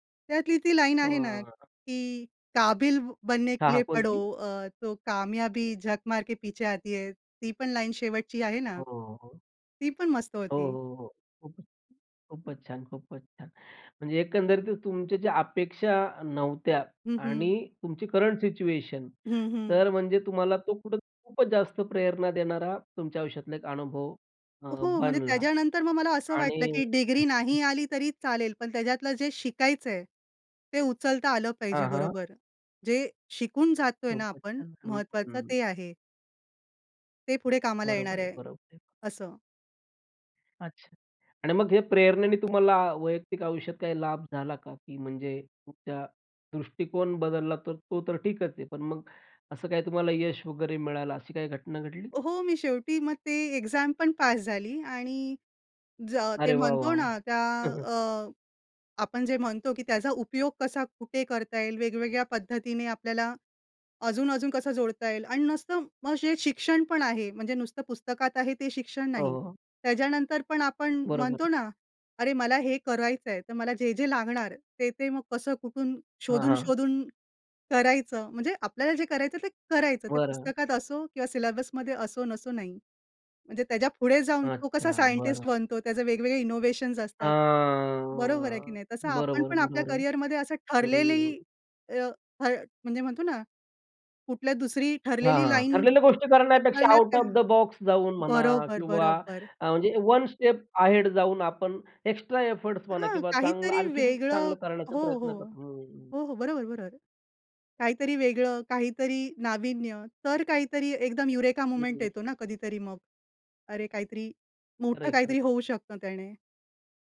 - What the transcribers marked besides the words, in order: in Hindi: "काबिल ब बनने के लिए … पीछे आती है"; other noise; in English: "करंट"; unintelligible speech; in English: "एक्झाम"; chuckle; tapping; in English: "सिलेबस"; drawn out: "हां"; in English: "इनोव्हेशन्स"; in English: "आउट ऑफ द बॉक्स"; in English: "वन स्टेप अहेड"; in English: "एफर्टस"; in English: "युरेका मूव्हमेंट"
- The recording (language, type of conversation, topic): Marathi, podcast, कुठल्या चित्रपटाने तुम्हाला सर्वात जास्त प्रेरणा दिली आणि का?